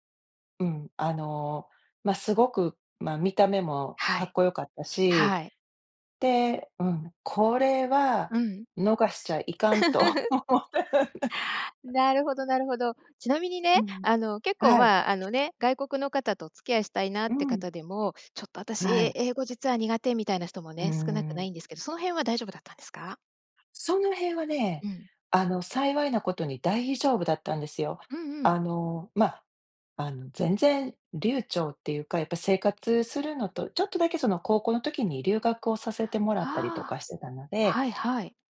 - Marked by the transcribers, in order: laugh; laughing while speaking: "と思って"; laugh; tapping; laugh; other background noise
- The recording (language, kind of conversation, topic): Japanese, podcast, 誰かとの出会いで人生が変わったことはありますか？